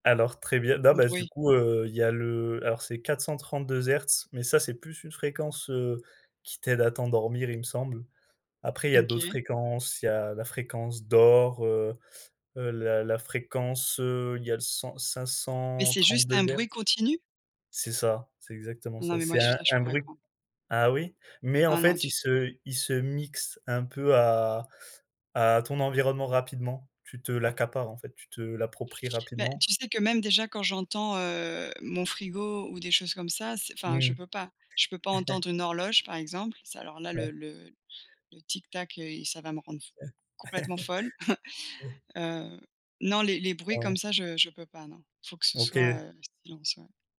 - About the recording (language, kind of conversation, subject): French, unstructured, Comment la musique influence-t-elle ton humeur au quotidien ?
- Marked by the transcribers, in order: tapping; chuckle; laugh; chuckle